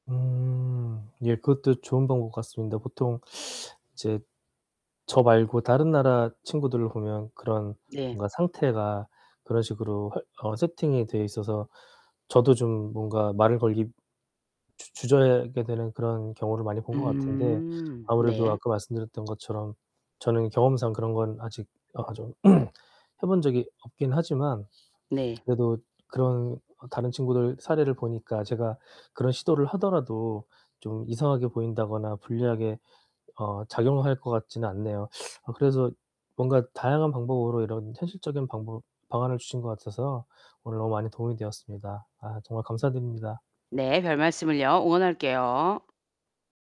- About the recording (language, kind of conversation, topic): Korean, advice, 일과 여가의 균형을 어떻게 맞출 수 있을까요?
- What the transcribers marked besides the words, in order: other background noise; throat clearing; tapping